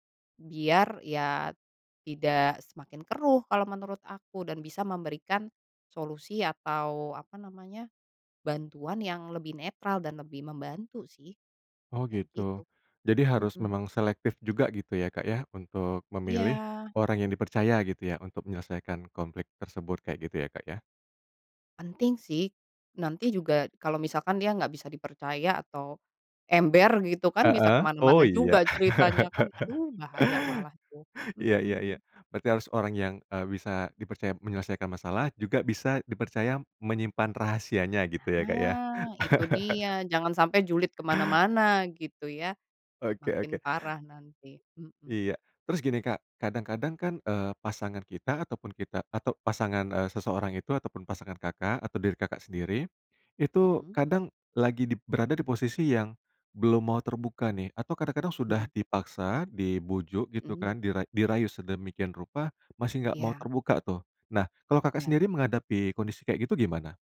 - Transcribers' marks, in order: chuckle; chuckle
- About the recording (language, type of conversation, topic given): Indonesian, podcast, Bagaimana cara suami istri tetap terbuka tentang perasaan tanpa bertengkar?